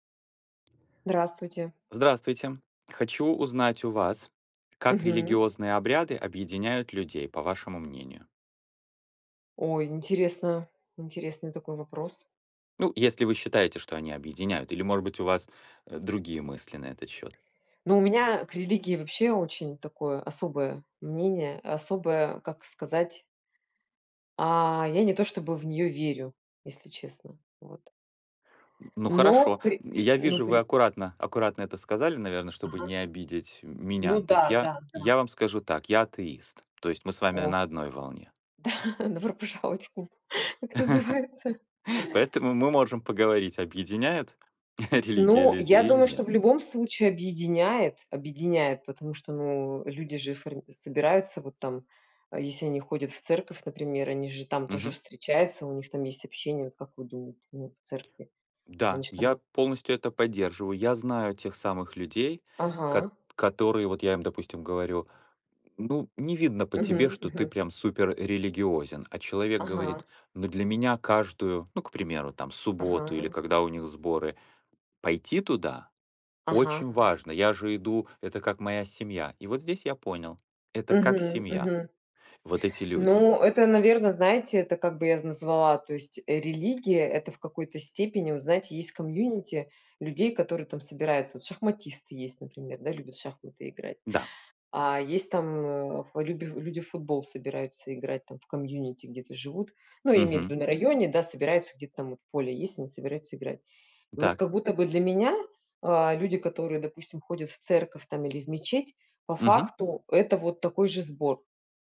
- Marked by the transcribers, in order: tapping; other background noise; chuckle; chuckle; chuckle; in English: "community"; in English: "community"
- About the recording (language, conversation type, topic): Russian, unstructured, Как религиозные обряды объединяют людей?